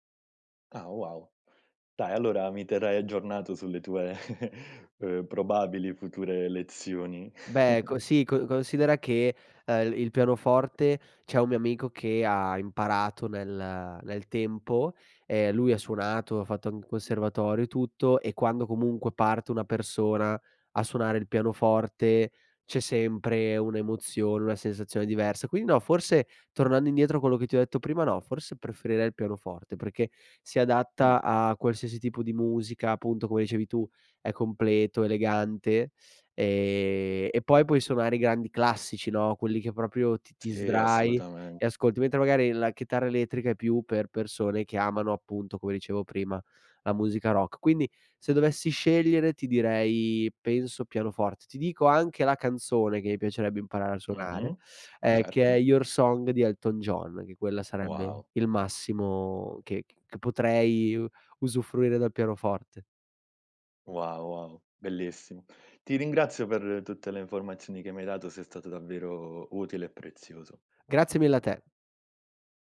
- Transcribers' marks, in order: chuckle; chuckle; "detto" said as "etto"; other background noise; tapping
- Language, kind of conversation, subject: Italian, podcast, Come scopri di solito nuova musica?
- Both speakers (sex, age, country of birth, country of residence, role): male, 25-29, Italy, Italy, guest; male, 30-34, Italy, Italy, host